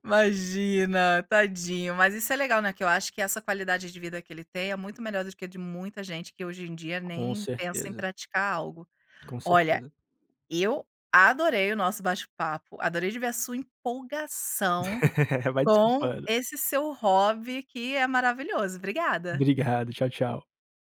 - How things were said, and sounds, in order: laugh
- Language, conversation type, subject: Portuguese, podcast, Que hobby da infância você mantém até hoje?